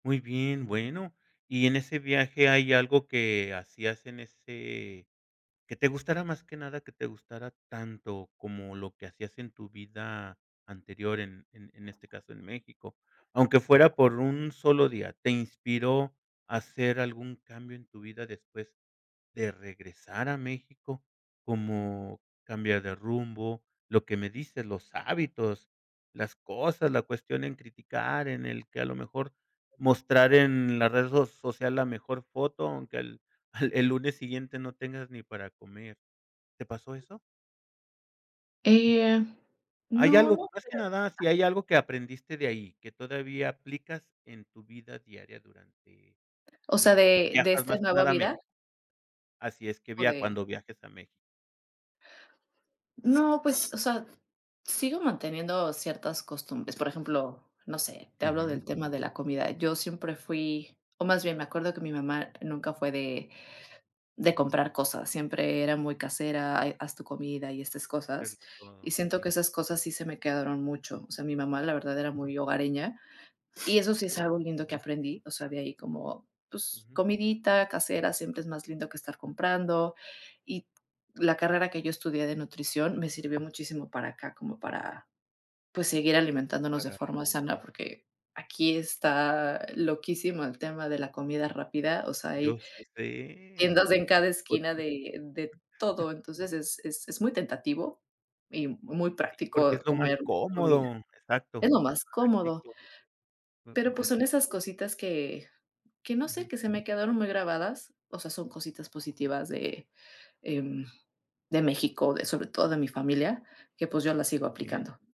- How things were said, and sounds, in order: other background noise; giggle; drawn out: "Eh"; tapping; chuckle
- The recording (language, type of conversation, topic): Spanish, podcast, ¿Puedes contarme sobre un viaje que te cambió la vida?